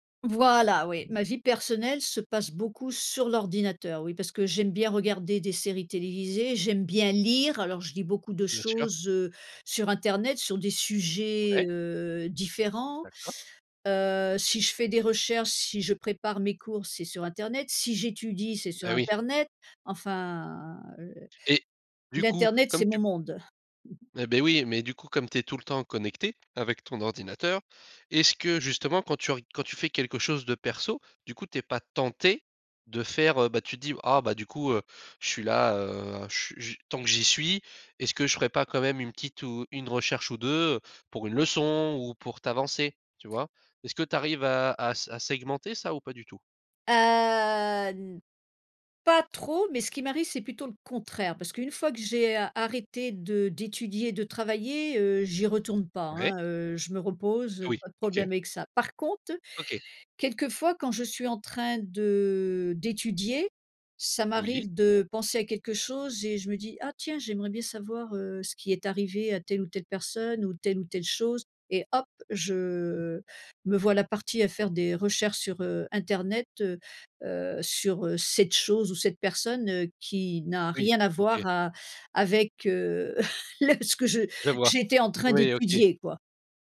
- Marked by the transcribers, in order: other background noise; stressed: "lire"; chuckle; stressed: "tentée"; drawn out: "Heu"; stressed: "cette chose"; laughing while speaking: "le ce que je"
- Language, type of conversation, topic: French, podcast, Comment trouvez-vous l’équilibre entre le travail et la vie personnelle ?